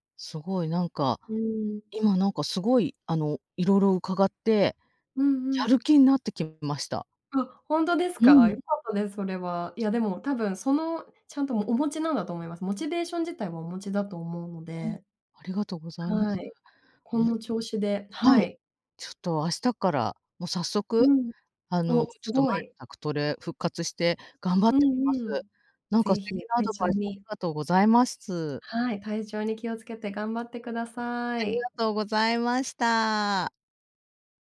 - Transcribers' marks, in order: other background noise
- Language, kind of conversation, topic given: Japanese, advice, 健康診断で異常が出て生活習慣を変えなければならないとき、どうすればよいですか？